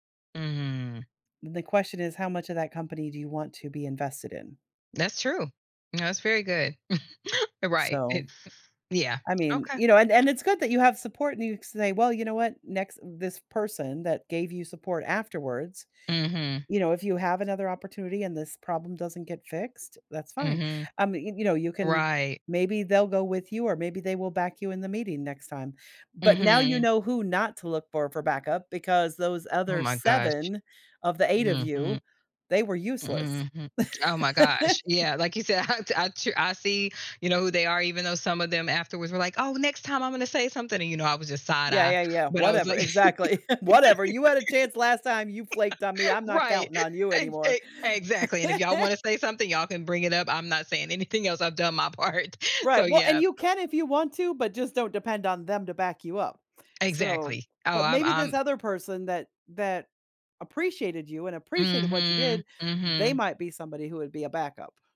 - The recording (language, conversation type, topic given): English, advice, How can I recover and rebuild my confidence after saying something awkward in a meeting?
- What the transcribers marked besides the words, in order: chuckle; laugh; laughing while speaking: "I t I tru"; laugh; laugh; laughing while speaking: "part"; other background noise